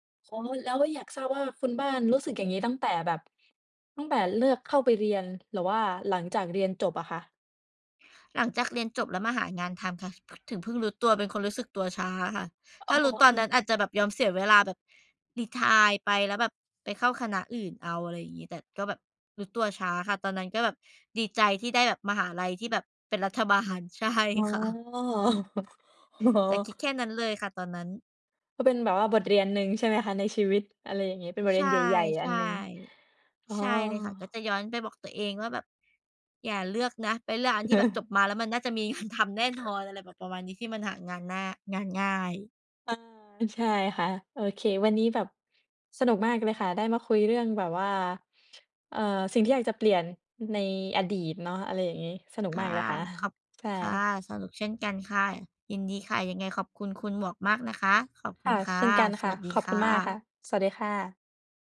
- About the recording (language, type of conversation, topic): Thai, unstructured, ถ้าคุณย้อนกลับไปตอนเป็นเด็กได้ คุณอยากเปลี่ยนแปลงอะไรไหม?
- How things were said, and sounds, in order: "อ๋อ" said as "ค้อ"; tapping; other background noise; other noise; laughing while speaking: "ใช่ค่ะ"; chuckle; laughing while speaking: "โอ้โฮ"; "คิด" said as "คิก"; chuckle; laughing while speaking: "งาน"; "สนุก" said as "สลุก"; chuckle